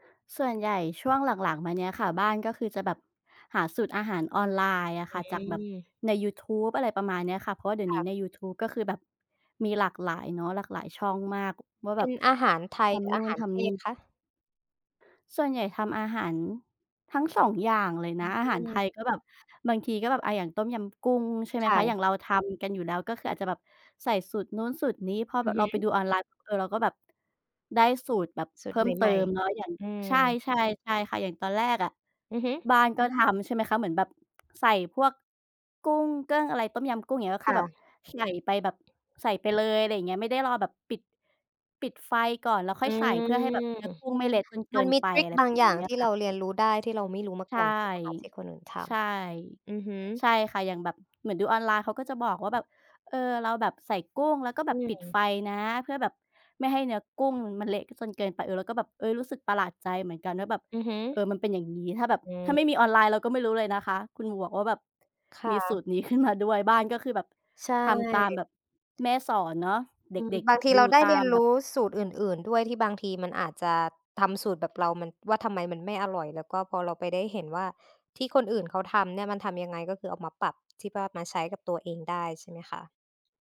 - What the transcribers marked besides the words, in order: tapping; other noise; other background noise; laughing while speaking: "ขึ้นมา"
- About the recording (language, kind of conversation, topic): Thai, unstructured, คุณเคยลองทำอาหารตามสูตรอาหารออนไลน์หรือไม่?